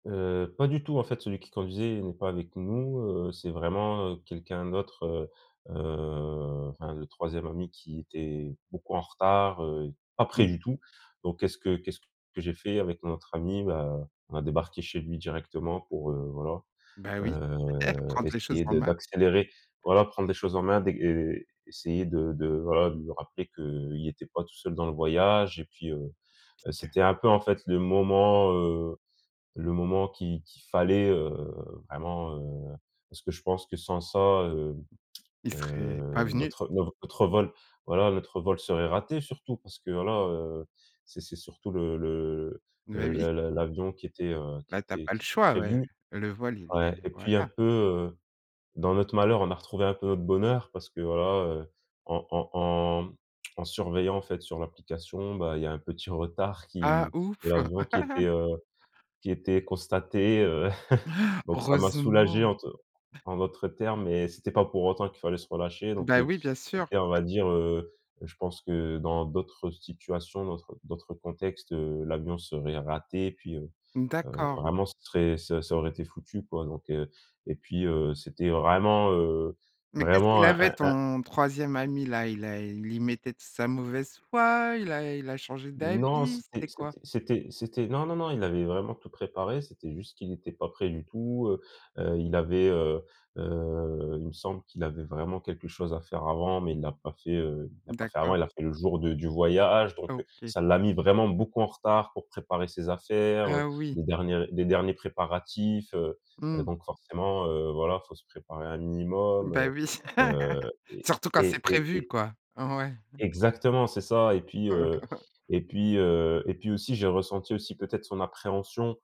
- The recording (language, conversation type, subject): French, podcast, Peux-tu raconter un voyage qui a mal commencé, mais qui t’a finalement surpris positivement ?
- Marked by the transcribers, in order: drawn out: "heu"; tapping; laugh; chuckle; gasp; other noise; other background noise; laugh; laugh